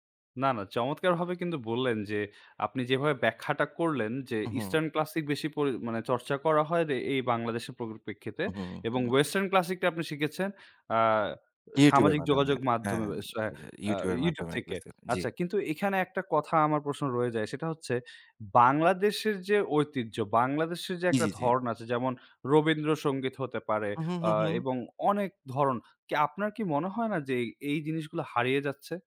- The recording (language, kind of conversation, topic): Bengali, podcast, সোশ্যাল মিডিয়া কি আপনাকে নতুন গান শেখাতে সাহায্য করে?
- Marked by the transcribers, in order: in English: "eastern classic"; in English: "western classic"